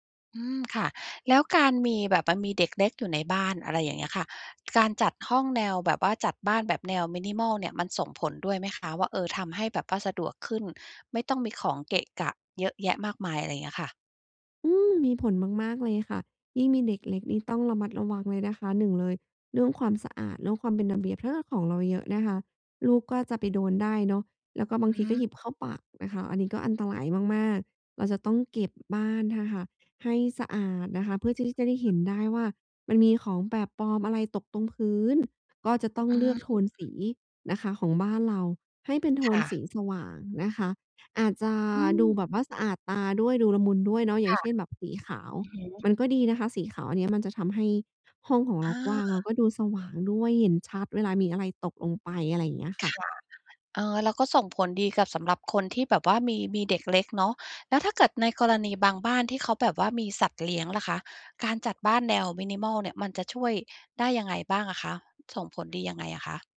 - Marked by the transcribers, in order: other background noise; in English: "minimal"; "ถ้าเกิด" said as "เท่อเฮอ"; in English: "minimal"
- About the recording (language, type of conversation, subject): Thai, podcast, การแต่งบ้านสไตล์มินิมอลช่วยให้ชีวิตประจำวันของคุณดีขึ้นอย่างไรบ้าง?